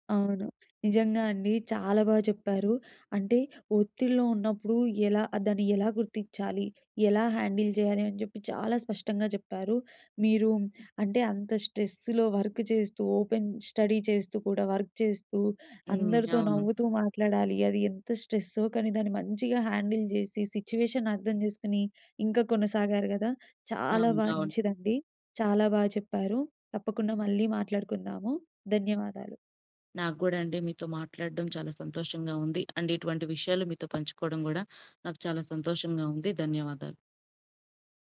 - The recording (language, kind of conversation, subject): Telugu, podcast, మీరు ఒత్తిడిని ఎప్పుడు గుర్తించి దాన్ని ఎలా సమర్థంగా ఎదుర్కొంటారు?
- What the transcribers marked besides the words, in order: in English: "హ్యాండిల్"; in English: "ఓపెన్ స్టడీ"; in English: "వర్క్"; in English: "హ్యాండిల్"; in English: "సిచ్యువేషన్"; in English: "అండ్"